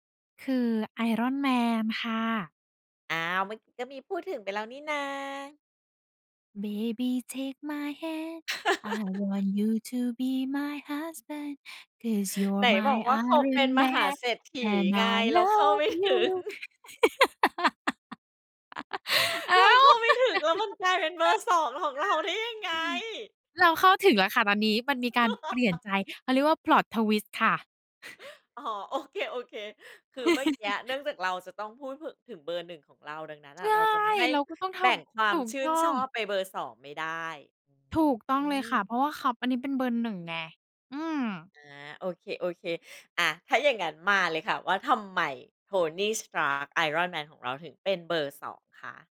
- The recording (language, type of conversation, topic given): Thai, podcast, คุณช่วยเล่าถึงบทตัวละครที่คุณชอบที่สุดได้ไหม?
- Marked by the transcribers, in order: singing: "Baby take my hand. I … I love you"; chuckle; laughing while speaking: "ไม่ถึง"; laugh; chuckle; laughing while speaking: "เราเข้าไม่ถึง แล้วมันกลายเป็นเบอร์ สอง ของเราได้ยังไง ?"; laugh; in English: "Plot twist"; chuckle